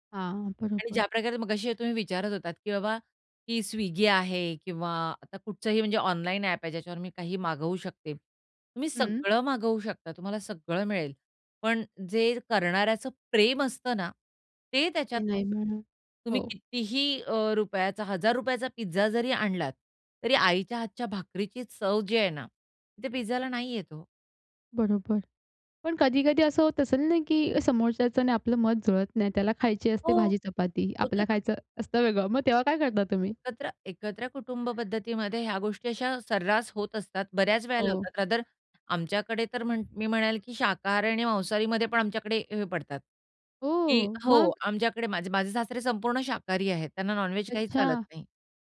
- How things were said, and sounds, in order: other background noise; laughing while speaking: "खायची"; other noise; in English: "रादर"; in English: "नॉन-व्हेज"
- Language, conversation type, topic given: Marathi, podcast, प्रेम व्यक्त करण्यासाठी जेवणाचा उपयोग कसा केला जातो?